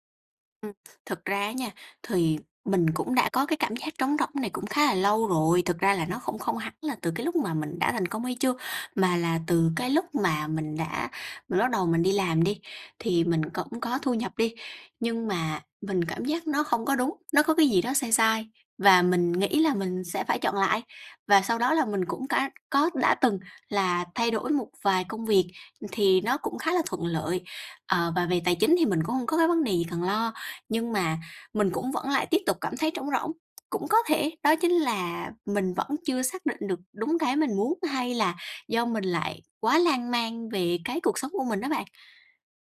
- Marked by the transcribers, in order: tapping
- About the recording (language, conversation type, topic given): Vietnamese, advice, Tại sao tôi đã đạt được thành công nhưng vẫn cảm thấy trống rỗng và mất phương hướng?